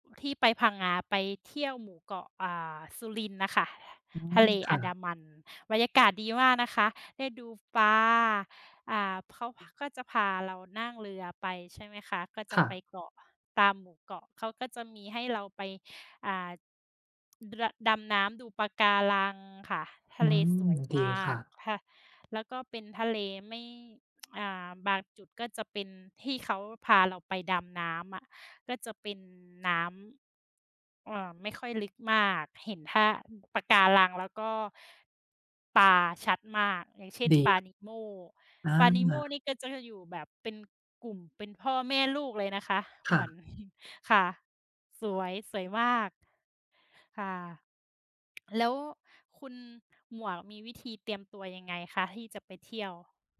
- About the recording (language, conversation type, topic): Thai, unstructured, คุณชอบไปเที่ยวทะเลหรือภูเขามากกว่ากัน?
- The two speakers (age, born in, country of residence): 35-39, Thailand, Thailand; 60-64, Thailand, Thailand
- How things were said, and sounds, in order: other background noise; tapping; chuckle